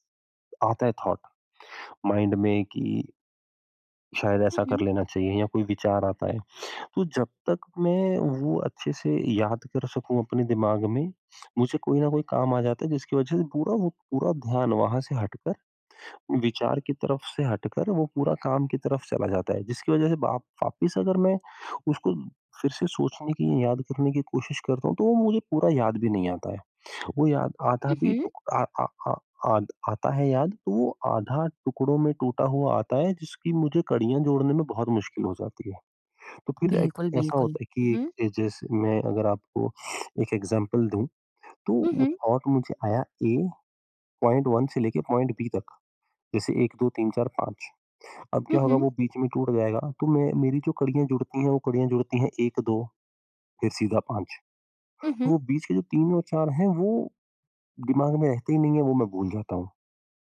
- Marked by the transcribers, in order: in English: "थॉट माइंड"; sniff; in English: "एक्ज़ाम्पल"; in English: "थॉट"; in English: "ए, पॉइंट वन"; in English: "पॉइंट बी"
- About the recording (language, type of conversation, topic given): Hindi, advice, मैं अपनी रचनात्मक टिप्पणियाँ और विचार व्यवस्थित रूप से कैसे रख सकता/सकती हूँ?